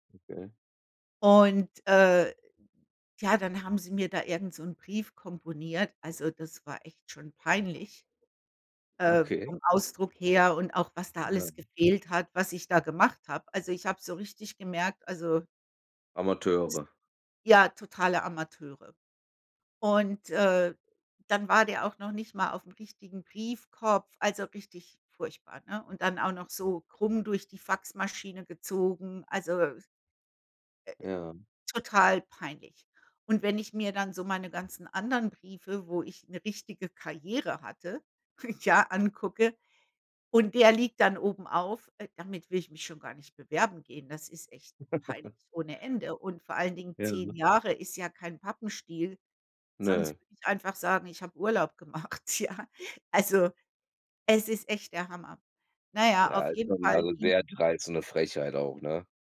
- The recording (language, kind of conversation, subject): German, unstructured, Wie gehst du mit schlechtem Management um?
- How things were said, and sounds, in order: laughing while speaking: "Okay"; unintelligible speech; laughing while speaking: "ja angucke"; chuckle; laughing while speaking: "gemacht, ja"; unintelligible speech